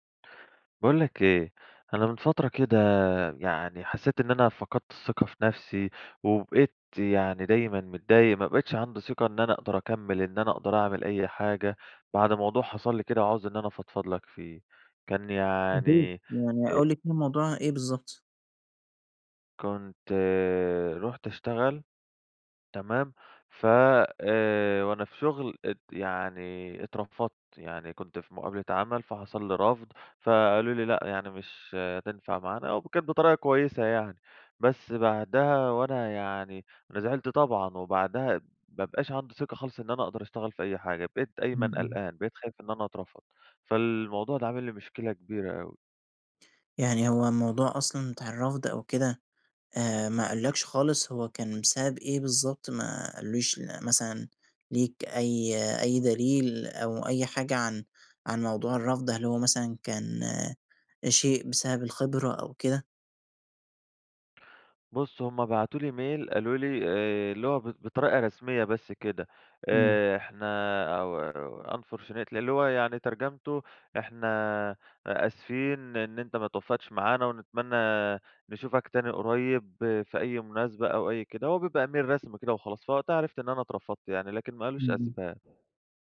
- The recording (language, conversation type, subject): Arabic, advice, إزاي أتعامل مع فقدان الثقة في نفسي بعد ما شغلي اتنقد أو اترفض؟
- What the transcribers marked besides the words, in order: tapping; in English: "mail"; unintelligible speech; in English: "unfortunately"; in English: "Email"